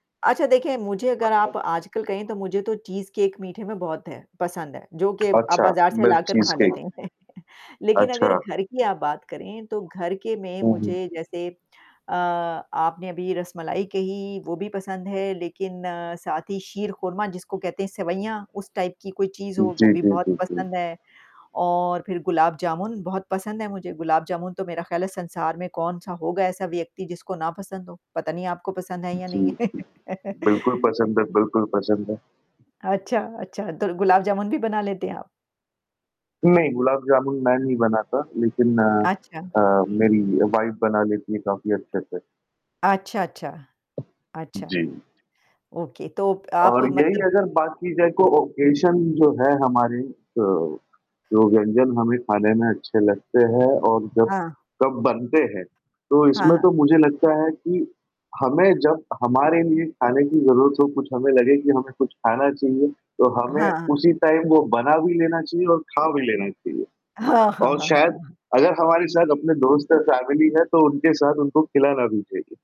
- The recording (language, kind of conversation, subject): Hindi, unstructured, कौन से व्यंजन आपके लिए खास हैं और क्यों?
- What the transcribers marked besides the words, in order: static; other background noise; in English: "मिल्क"; chuckle; distorted speech; in English: "टाइप"; chuckle; in English: "वाइफ"; in English: "ओके"; in English: "ओकेज़न"; tapping; in English: "टाइम"; laughing while speaking: "हाँ, हाँ, हाँ, हाँ, हाँ"; in English: "फैमिली"